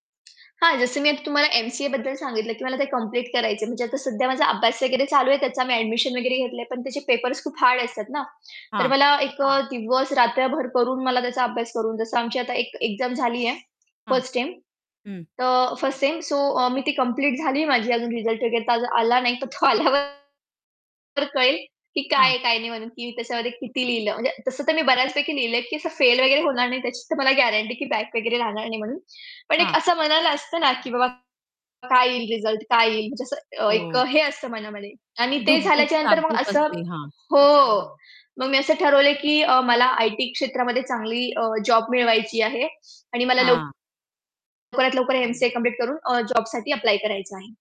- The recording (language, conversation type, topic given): Marathi, podcast, शिकण्याचा तुमचा प्रवास कसा सुरू झाला?
- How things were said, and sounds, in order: other background noise; in English: "सो"; laughing while speaking: "तो आल्यावर"; distorted speech; tapping; static